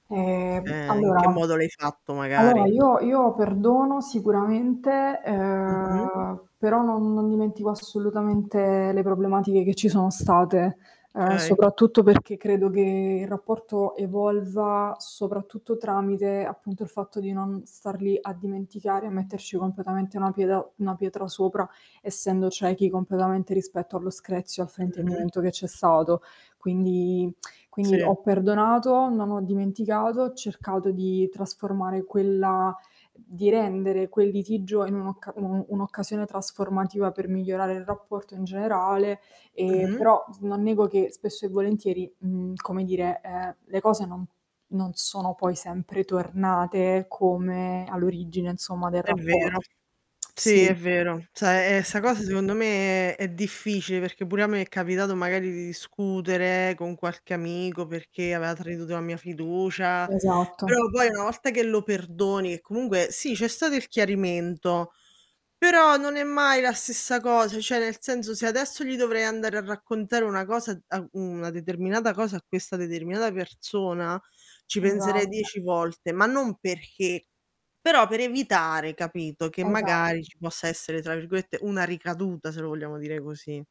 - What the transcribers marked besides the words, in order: static; drawn out: "ehm"; distorted speech; lip smack; tapping; "Cioè" said as "ceh"; lip smack; other background noise; "aveva" said as "avea"; "tradito" said as "tredito"
- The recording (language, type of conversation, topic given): Italian, unstructured, Come reagisci quando un amico tradisce la tua fiducia?